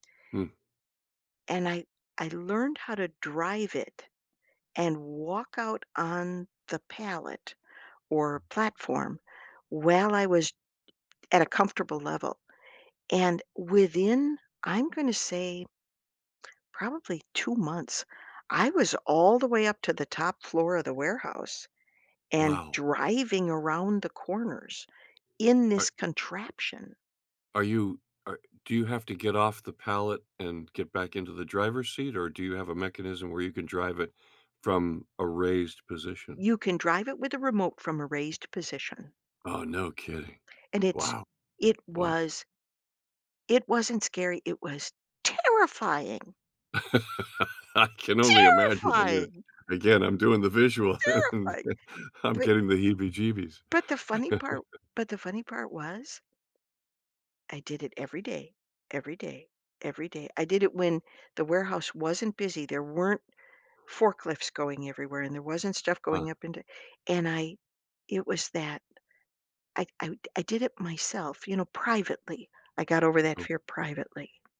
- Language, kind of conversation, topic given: English, unstructured, How do I notice and shift a small belief that's limiting me?
- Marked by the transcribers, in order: tapping; stressed: "terrifying"; laugh; put-on voice: "Terrifying!"; put-on voice: "Terrifying"; laughing while speaking: "and"; chuckle; other background noise